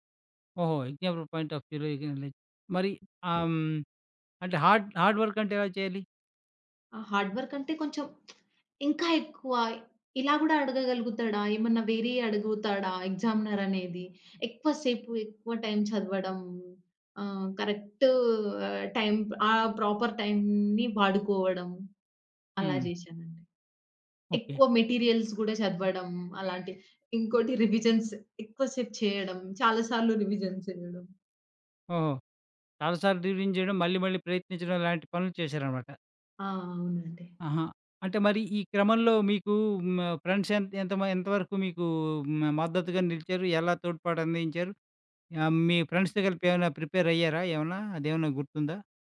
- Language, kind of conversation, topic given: Telugu, podcast, విఫలమైన తర్వాత మళ్లీ ప్రయత్నించేందుకు మీరు ఏమి చేస్తారు?
- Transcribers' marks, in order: in English: "ఎగ్జామినర్ పాయింట్ అఫ్ వ్యూలో"; unintelligible speech; tapping; in English: "హార్డ్ హార్డ్"; in English: "హార్డ్"; lip smack; in English: "ఎగ్జామినర్"; in English: "ప్రాపర్"; in English: "మెటీరియల్స్"; in English: "రివిజన్స్"; in English: "రివిజన్"; in English: "డ్యూరింగ్"; in English: "ఫ్రెండ్స్"; in English: "ఫ్రెండ్స్‌తో"; other background noise; in English: "ప్రిపేర్"